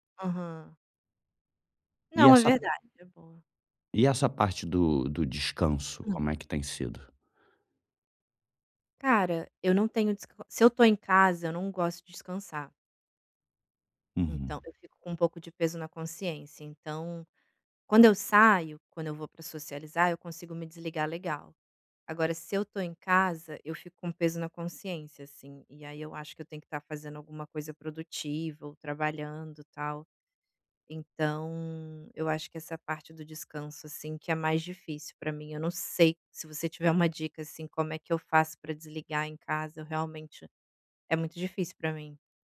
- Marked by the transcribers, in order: stressed: "sei"
- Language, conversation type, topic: Portuguese, advice, Como posso equilibrar o descanso e a vida social nos fins de semana?